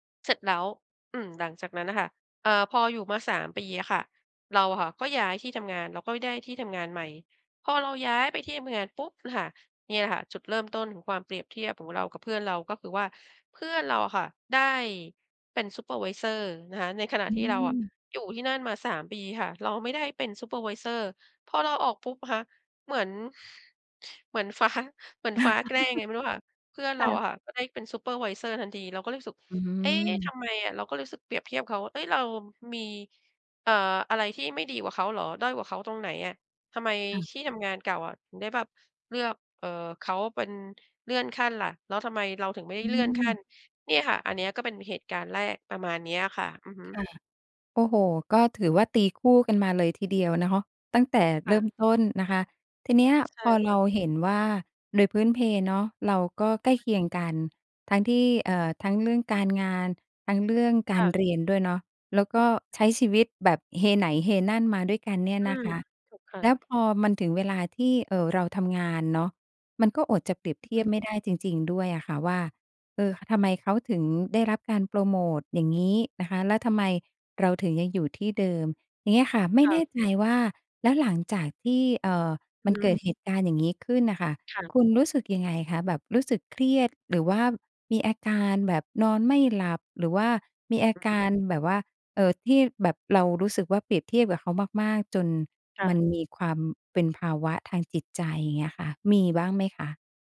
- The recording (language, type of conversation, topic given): Thai, advice, ฉันควรทำอย่างไรเมื่อชอบเปรียบเทียบตัวเองกับคนอื่นและกลัวว่าจะพลาดสิ่งดีๆ?
- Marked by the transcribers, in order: exhale; laughing while speaking: "ฟ้า"; chuckle; other noise